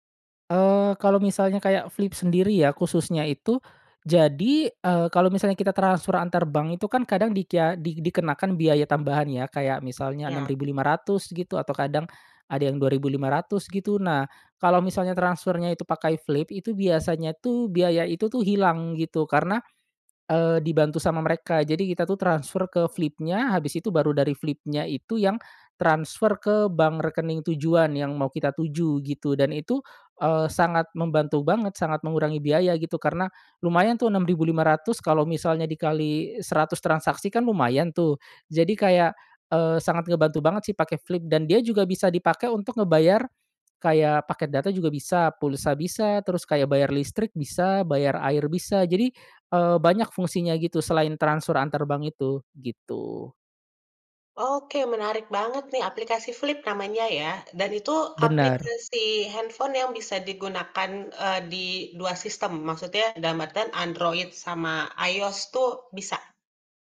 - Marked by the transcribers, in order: none
- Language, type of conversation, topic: Indonesian, podcast, Bagaimana menurutmu keuangan pribadi berubah dengan hadirnya mata uang digital?